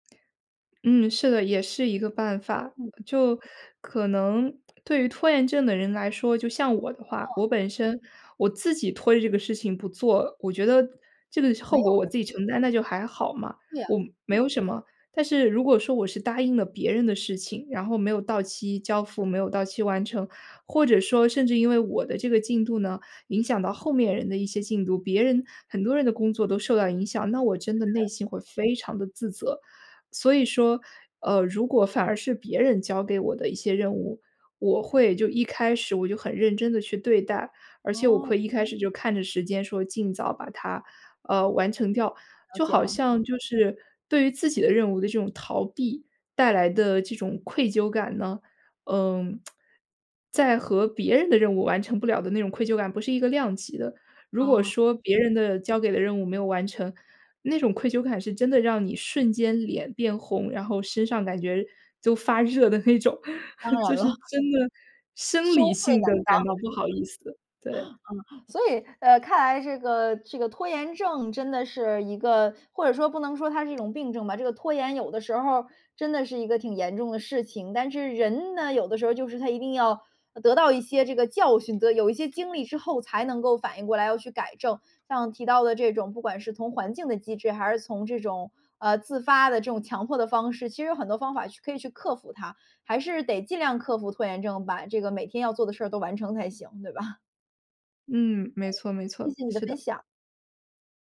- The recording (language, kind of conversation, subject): Chinese, podcast, 你是如何克服拖延症的，可以分享一些具体方法吗？
- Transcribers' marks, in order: other background noise; tsk; laughing while speaking: "那种。就是"; chuckle; chuckle; tapping; laughing while speaking: "对吧？"